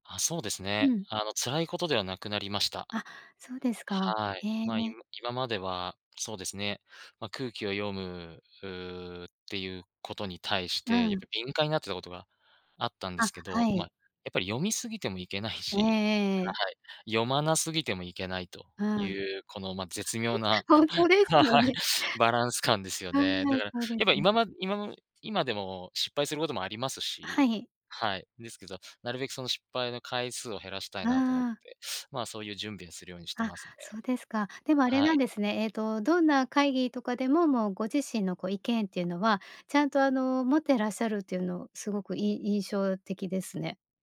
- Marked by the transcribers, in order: laugh; laughing while speaking: "は はい"
- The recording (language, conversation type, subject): Japanese, podcast, 仕事における自分らしさについて、あなたはどう考えていますか？